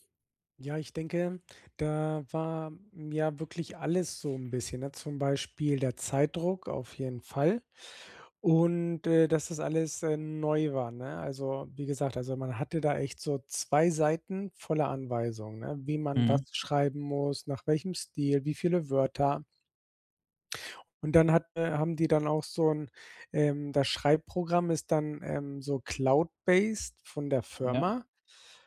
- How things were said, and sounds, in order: in English: "based"
- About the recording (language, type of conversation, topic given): German, advice, Wie kann ich einen Fehler als Lernchance nutzen, ohne zu verzweifeln?